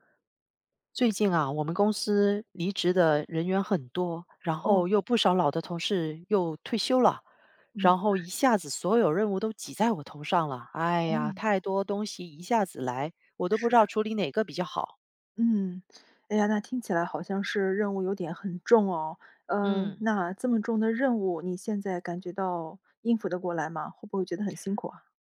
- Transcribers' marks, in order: other noise
- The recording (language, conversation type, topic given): Chinese, advice, 同时处理太多任务导致效率低下时，我该如何更好地安排和完成这些任务？